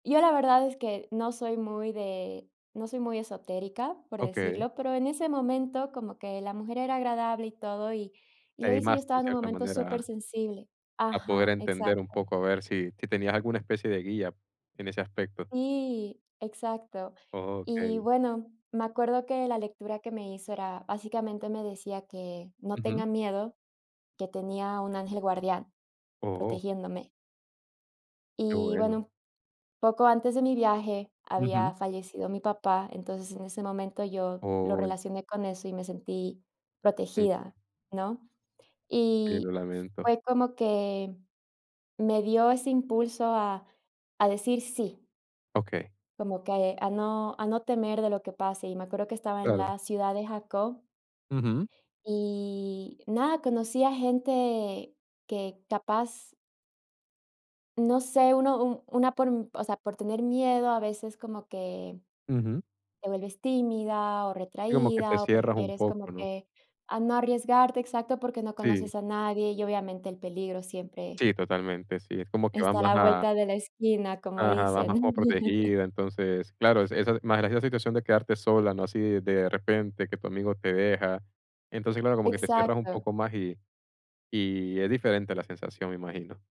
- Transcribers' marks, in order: drawn out: "Y"; laugh; other background noise
- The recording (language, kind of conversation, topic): Spanish, podcast, ¿Puedes contarme sobre un viaje que nunca vas a olvidar?